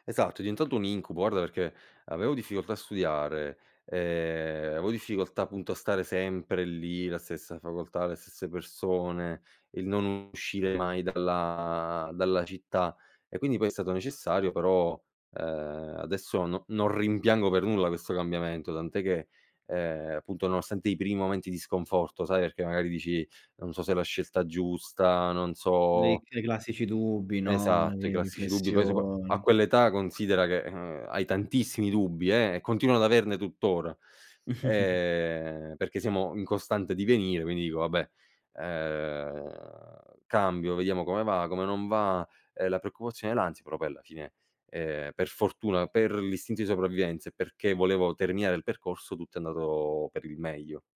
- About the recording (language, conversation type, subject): Italian, podcast, Quando hai lasciato la tua zona di comfort per la prima volta?
- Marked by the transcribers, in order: chuckle; drawn out: "uhm"